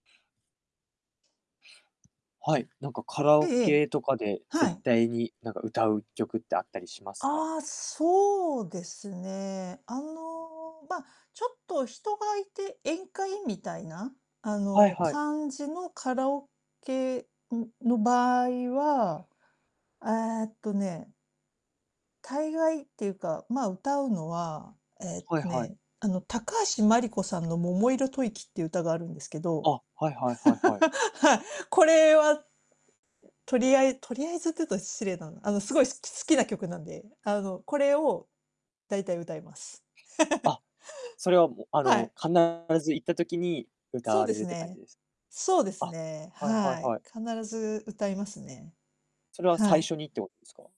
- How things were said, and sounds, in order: static; laugh; laugh; other background noise; distorted speech
- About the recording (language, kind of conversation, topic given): Japanese, podcast, カラオケで必ず歌う一曲は何ですか？